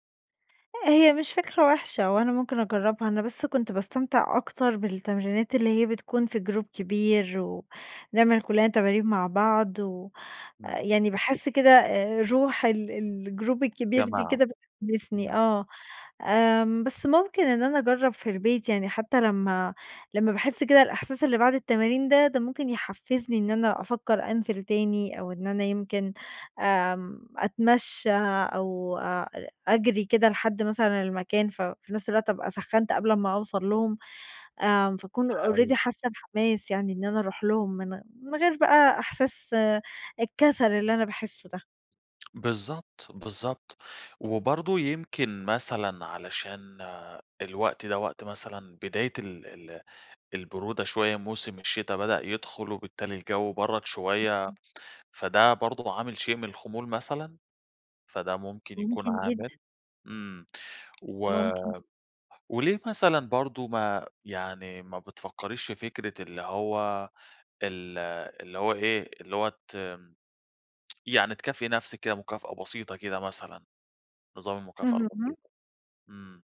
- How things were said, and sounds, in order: in English: "جروب"; in English: "الجروب"; in English: "already"; unintelligible speech; tapping; tsk
- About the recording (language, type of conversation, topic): Arabic, advice, إزاي أتعامل مع إحساس الذنب بعد ما فوّت تدريبات كتير؟